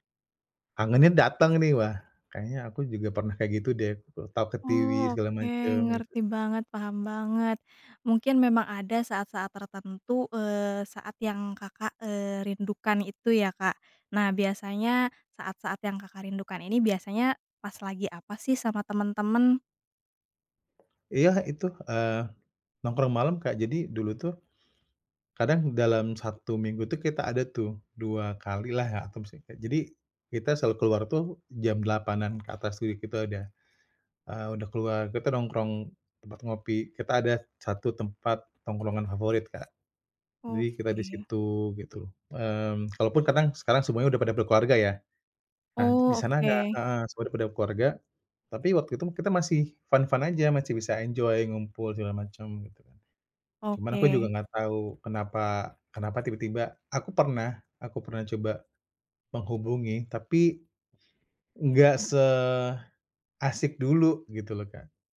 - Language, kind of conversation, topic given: Indonesian, advice, Bagaimana perasaanmu saat merasa kehilangan jaringan sosial dan teman-teman lama?
- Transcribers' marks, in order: other background noise; tapping; in English: "fun-fun"; in English: "enjoy"